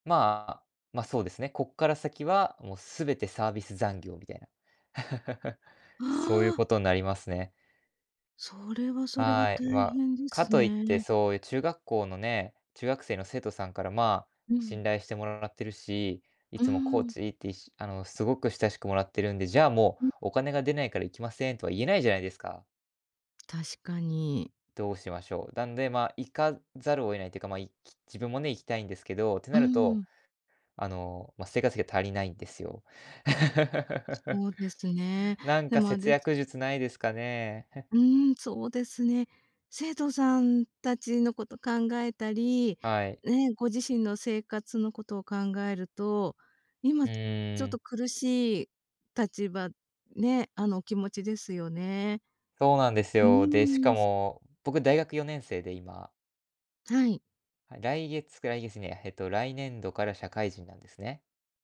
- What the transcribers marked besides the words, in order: other background noise; laugh; laugh; chuckle
- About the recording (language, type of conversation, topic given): Japanese, advice, 給料が少なくて毎月の生活費が足りないと感じているのはなぜですか？